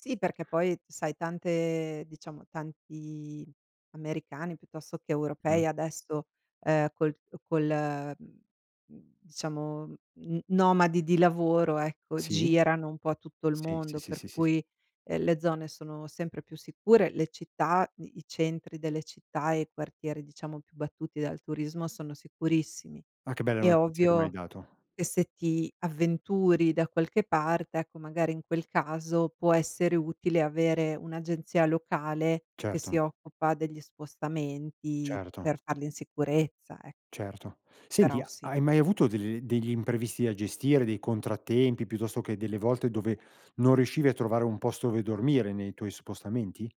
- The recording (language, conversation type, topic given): Italian, podcast, Come bilanci la pianificazione e la spontaneità quando viaggi?
- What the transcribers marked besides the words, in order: none